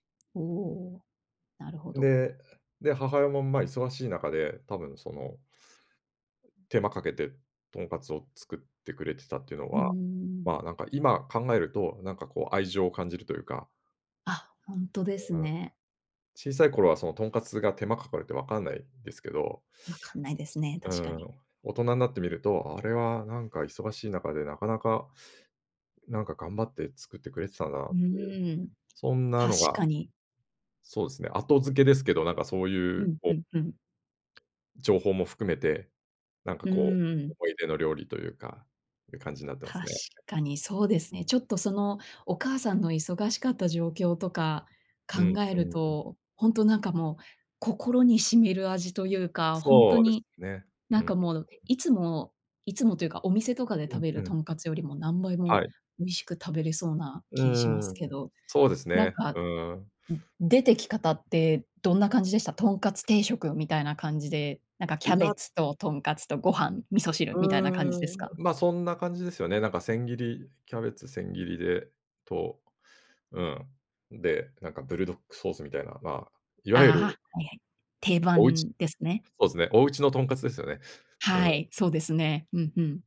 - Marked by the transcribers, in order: other noise; other background noise; tapping
- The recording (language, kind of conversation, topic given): Japanese, podcast, 子どもの頃の食卓で一番好きだった料理は何ですか？